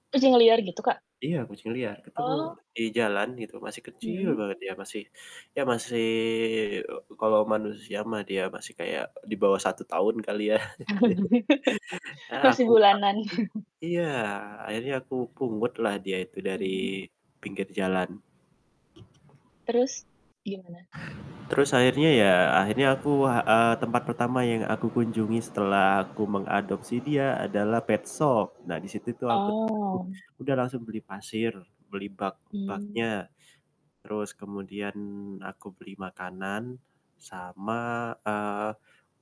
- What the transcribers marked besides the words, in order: static; drawn out: "masih"; chuckle; chuckle; distorted speech; tapping; other background noise; in English: "petshop"
- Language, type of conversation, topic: Indonesian, unstructured, Bagaimana hewan peliharaan dapat membantu mengurangi rasa kesepian?